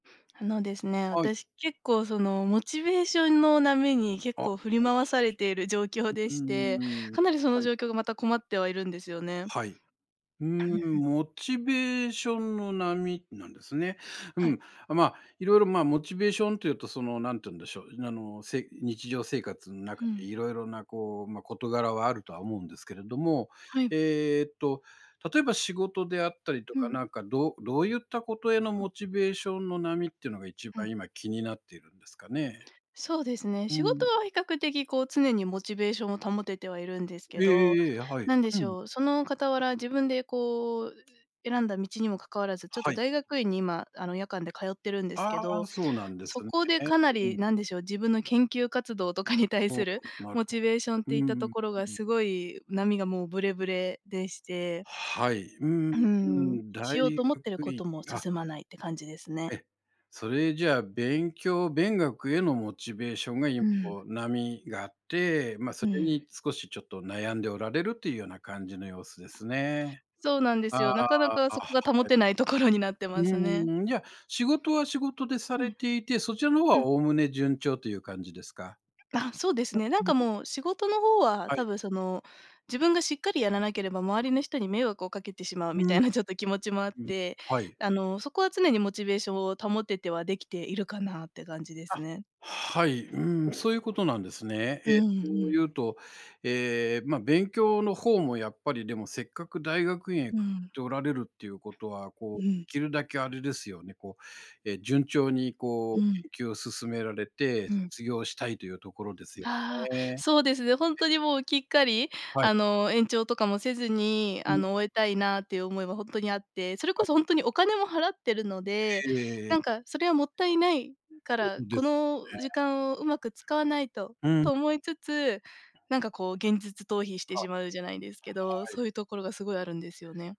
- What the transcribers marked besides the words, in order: tapping; unintelligible speech; unintelligible speech; throat clearing; other background noise; other noise; unintelligible speech
- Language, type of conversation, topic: Japanese, advice, モチベーションの波に振り回されている状況を説明していただけますか？
- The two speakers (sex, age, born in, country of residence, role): female, 25-29, Japan, Japan, user; male, 60-64, Japan, Japan, advisor